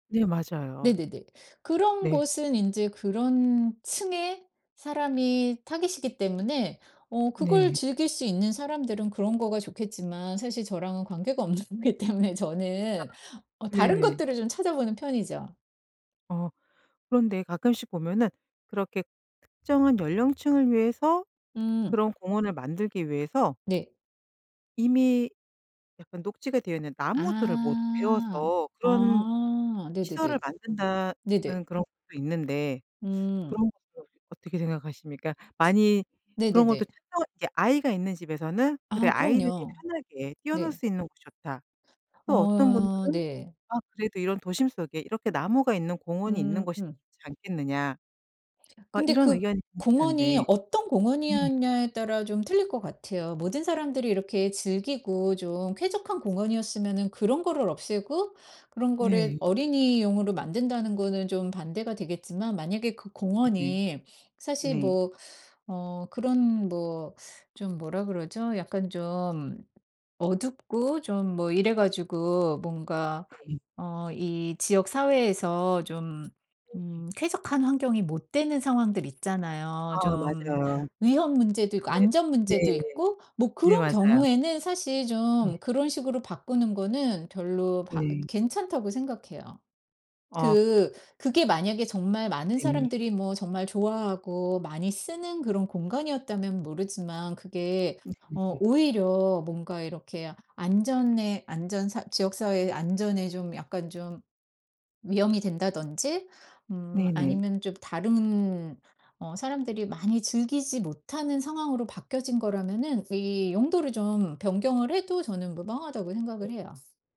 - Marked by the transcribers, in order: other background noise; laughing while speaking: "없는 기 때문에"; tapping
- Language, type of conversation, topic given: Korean, podcast, 도시에서 자연을 만나려면 어떻게 하시나요?